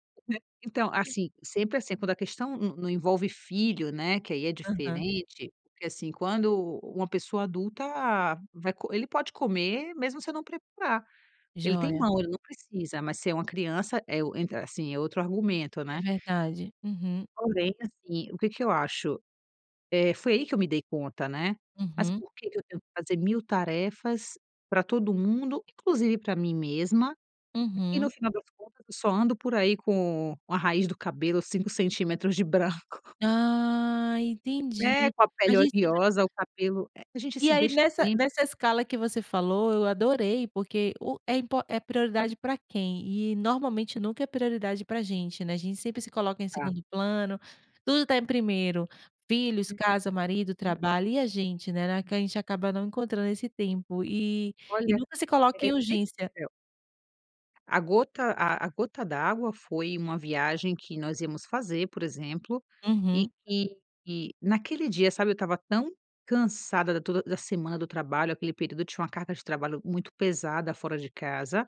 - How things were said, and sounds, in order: tapping; other noise; laughing while speaking: "branco"; unintelligible speech
- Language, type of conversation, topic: Portuguese, podcast, Como você prioriza tarefas quando tudo parece urgente?